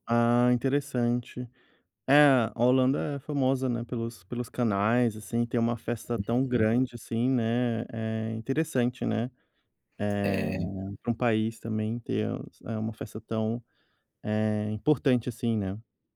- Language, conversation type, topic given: Portuguese, podcast, Como foi crescer entre duas ou mais culturas?
- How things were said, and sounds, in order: none